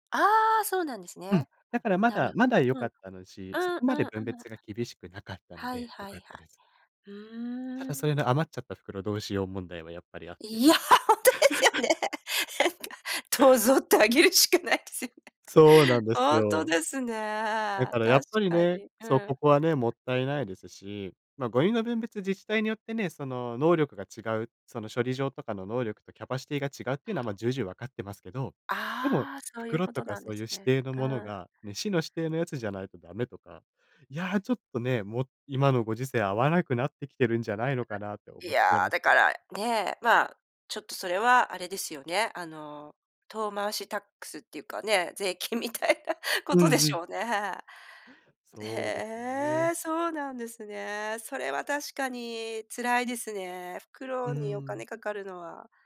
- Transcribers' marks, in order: laughing while speaking: "いや、ほんとですよね。どうぞってあげるしかないですよね"; laugh; other noise
- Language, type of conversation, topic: Japanese, podcast, 持続可能な暮らしはどこから始めればよいですか？